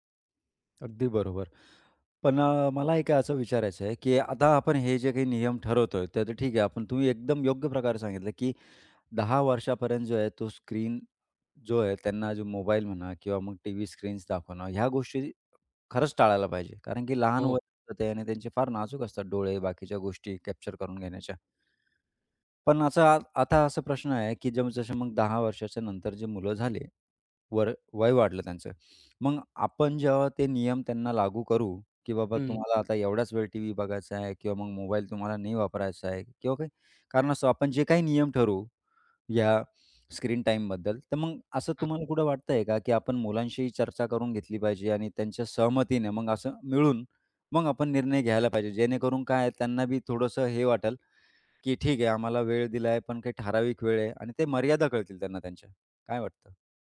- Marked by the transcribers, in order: tapping; other background noise
- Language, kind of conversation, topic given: Marathi, podcast, मुलांसाठी स्क्रीनसमोरचा वेळ मर्यादित ठेवण्यासाठी तुम्ही कोणते नियम ठरवता आणि कोणत्या सोप्या टिप्स उपयोगी पडतात?